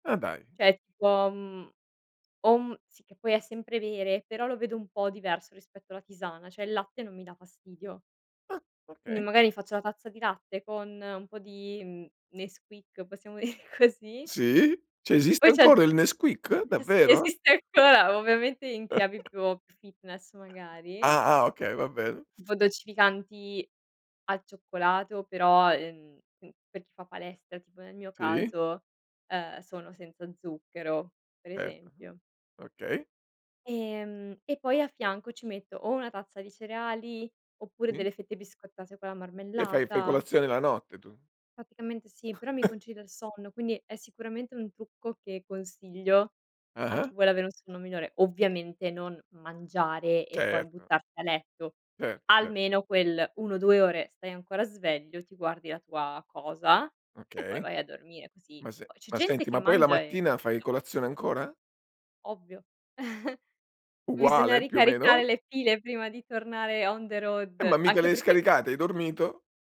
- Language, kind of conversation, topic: Italian, podcast, Che ruolo ha il sonno nel tuo equilibrio mentale?
- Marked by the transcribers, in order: tapping; "Cioè" said as "ceh"; "cioè" said as "ceh"; "Cioè" said as "ceh"; laughing while speaking: "dire così"; other background noise; laughing while speaking: "Sì, esiste ancora"; chuckle; unintelligible speech; chuckle; unintelligible speech; chuckle; in English: "on the road"